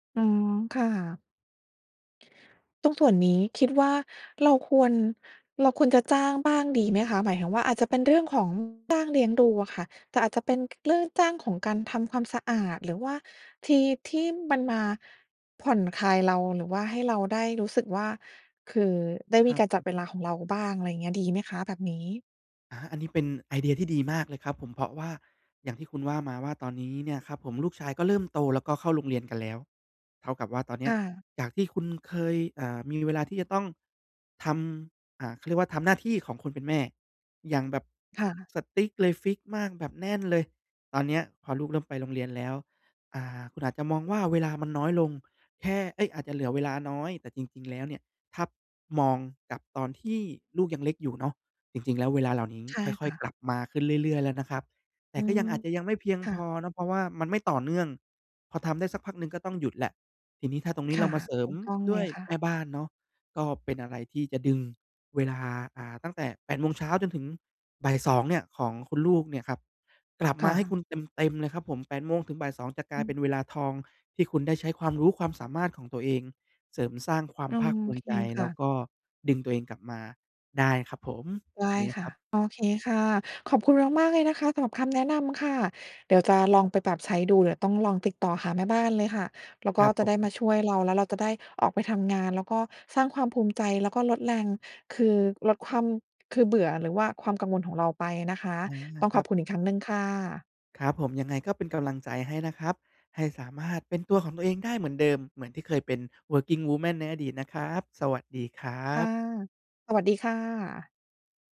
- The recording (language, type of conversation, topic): Thai, advice, จะทำอย่างไรให้มีแรงจูงใจและความหมายในงานประจำวันที่ซ้ำซากกลับมาอีกครั้ง?
- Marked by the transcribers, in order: other background noise; in English: "strict"; in English: "working woman"